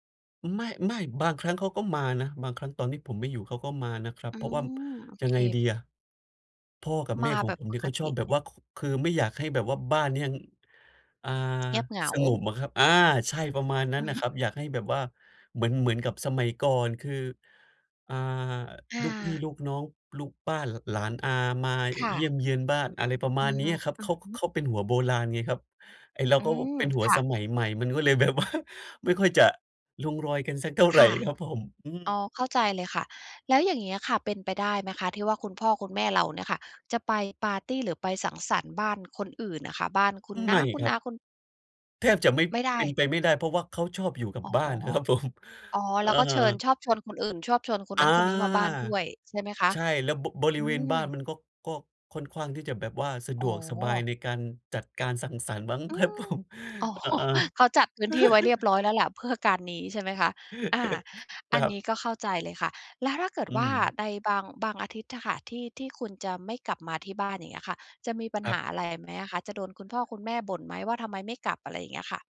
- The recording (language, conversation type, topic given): Thai, advice, ทำไมฉันถึงผ่อนคลายได้ไม่เต็มที่เวลาอยู่บ้าน?
- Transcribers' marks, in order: tapping; laughing while speaking: "ว่า"; laughing while speaking: "น่ะครับผม"; "ค่อนข้าง" said as "ค่อนขว้าง"; laughing while speaking: "อ๋อ"; laughing while speaking: "ครับ"; laugh; chuckle